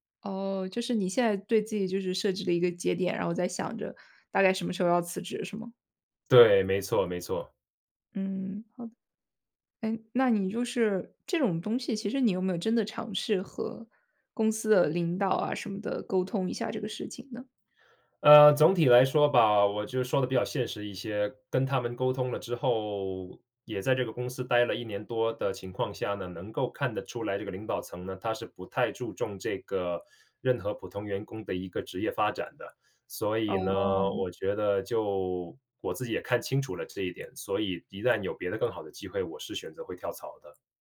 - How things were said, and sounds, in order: none
- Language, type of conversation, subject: Chinese, podcast, 你有过职业倦怠的经历吗？